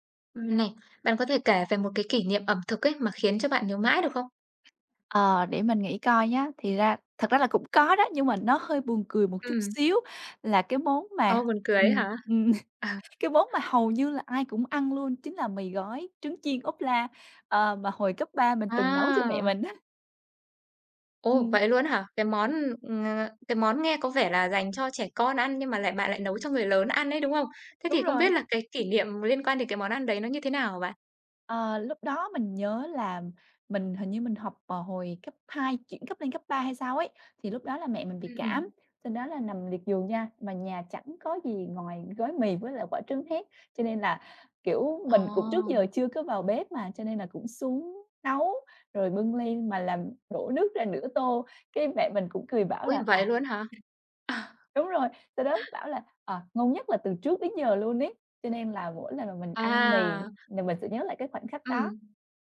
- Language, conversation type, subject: Vietnamese, podcast, Bạn có thể kể về một kỷ niệm ẩm thực khiến bạn nhớ mãi không?
- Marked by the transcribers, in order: other background noise; tapping; chuckle; laughing while speaking: "Ờ"; laughing while speaking: "mẹ mình á"; other noise; laughing while speaking: "À"